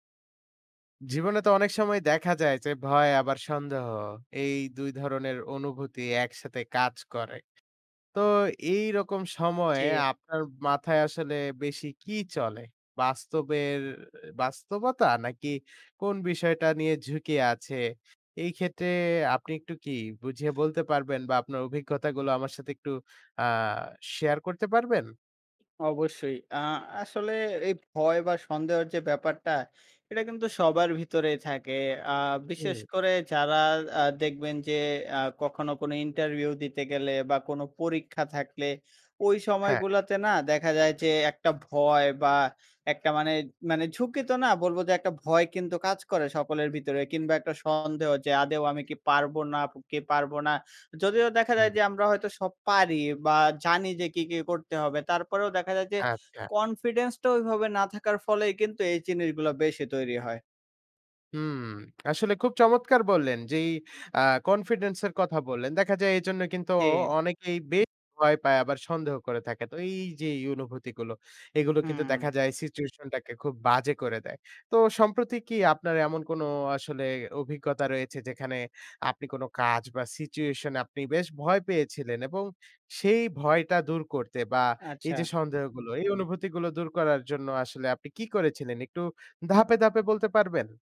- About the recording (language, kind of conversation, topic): Bengali, podcast, তুমি কীভাবে নিজের ভয় বা সন্দেহ কাটাও?
- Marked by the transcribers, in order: "আদৌ" said as "আদেও"